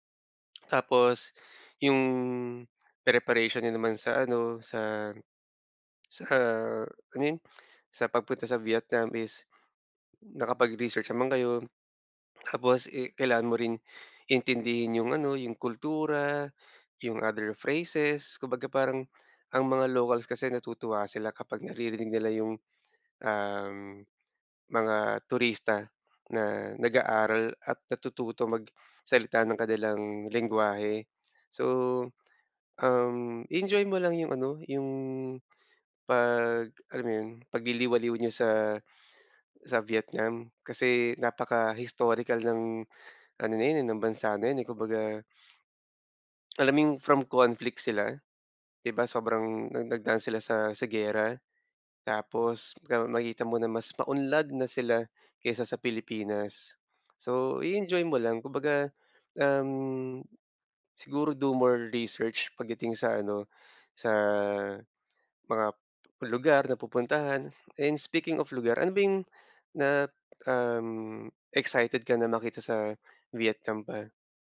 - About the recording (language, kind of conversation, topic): Filipino, advice, Paano ko malalampasan ang kaba kapag naglilibot ako sa isang bagong lugar?
- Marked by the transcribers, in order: tongue click; swallow; in English: "other phrases"; sniff; in English: "do more research"